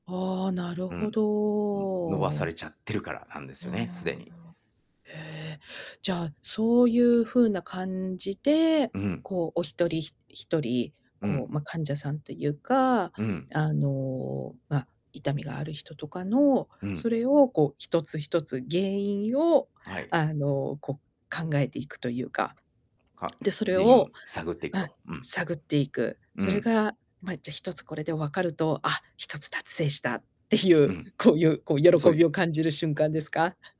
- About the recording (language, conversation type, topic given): Japanese, podcast, 日々の仕事で小さな達成感を意図的に作るにはどうしていますか？
- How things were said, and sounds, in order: drawn out: "なるほど"; other background noise; "達成" said as "たつせい"; laughing while speaking: "いう、こういう、こう"